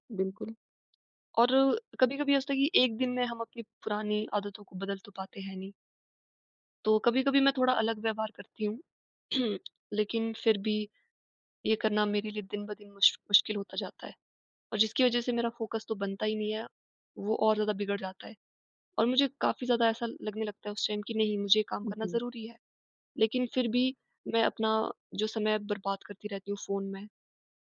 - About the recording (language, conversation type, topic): Hindi, advice, मैं नकारात्मक आदतों को बेहतर विकल्पों से कैसे बदल सकता/सकती हूँ?
- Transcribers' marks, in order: throat clearing; in English: "फ़ोकस"